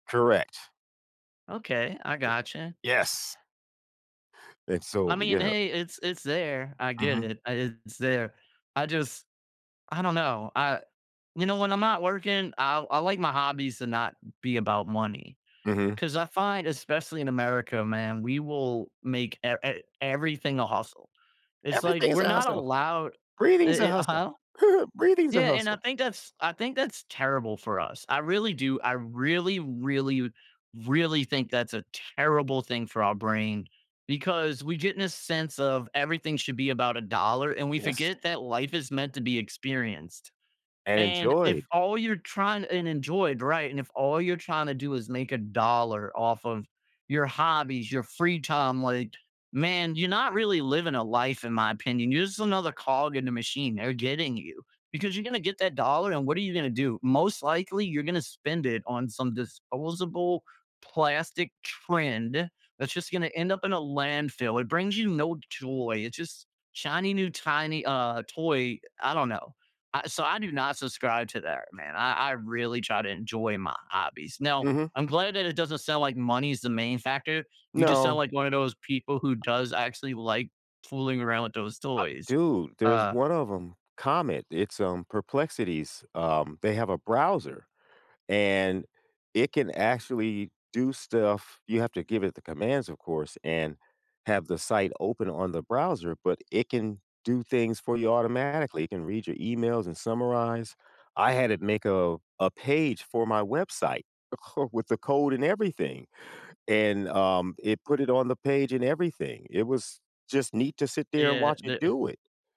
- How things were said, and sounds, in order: tapping; chuckle; stressed: "really, really, really"
- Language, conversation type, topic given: English, unstructured, How can I let my hobbies sneak into ordinary afternoons?